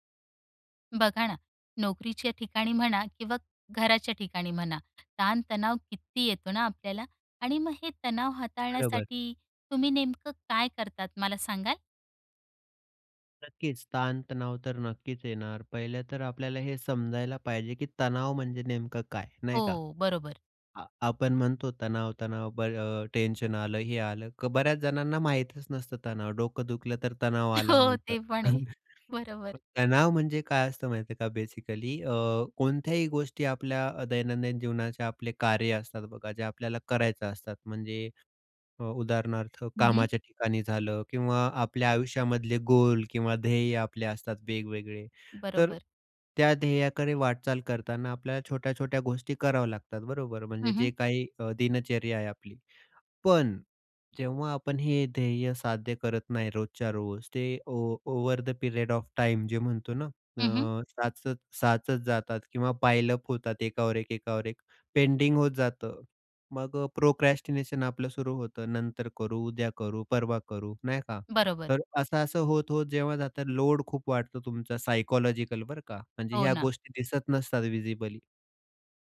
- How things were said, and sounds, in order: laugh; chuckle; in English: "बेसिकली?"; in English: "ओव्हर द पीरियड ऑफ टाइम"; in English: "पायलअप"; in English: "पेंडिंग"; in English: "प्रोक्रॅस्टिनेशन"; in English: "लोड"; in English: "सायकॉलॉजिकल"; in English: "व्हिजिबली"
- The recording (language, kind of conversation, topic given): Marathi, podcast, तणाव हाताळण्यासाठी तुम्ही नेहमी काय करता?